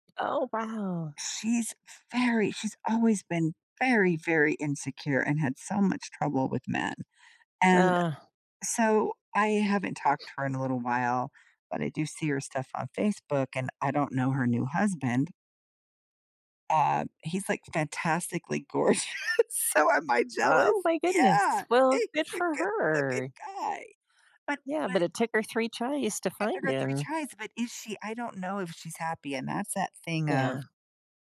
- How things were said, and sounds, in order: sniff; laughing while speaking: "gorgeous, so am I jealous? Yeah, he's a good looking guy"
- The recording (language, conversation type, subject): English, unstructured, How can one handle jealousy when friends get excited about something new?